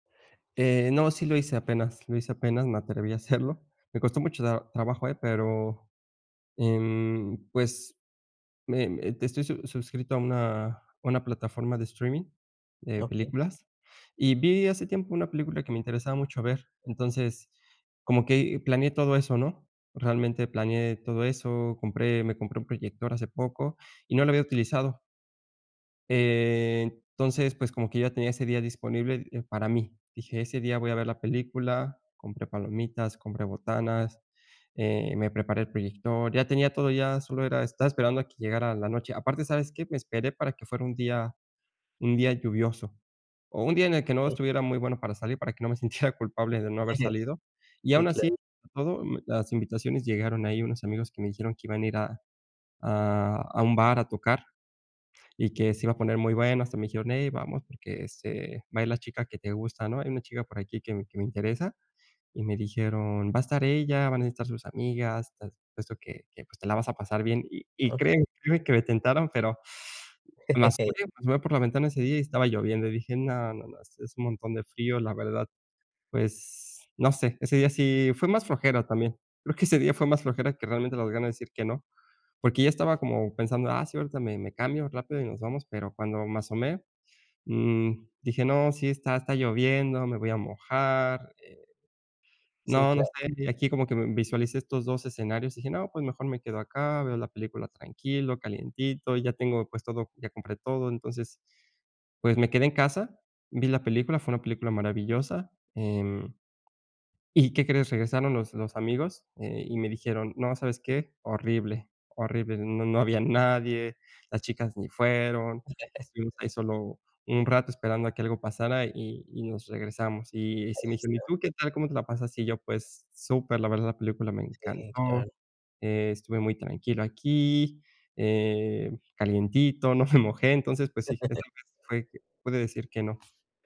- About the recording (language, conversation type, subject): Spanish, advice, ¿Cómo puedo equilibrar el tiempo con amigos y el tiempo a solas?
- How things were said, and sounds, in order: chuckle; laugh; teeth sucking; unintelligible speech; laugh; laughing while speaking: "no"; laugh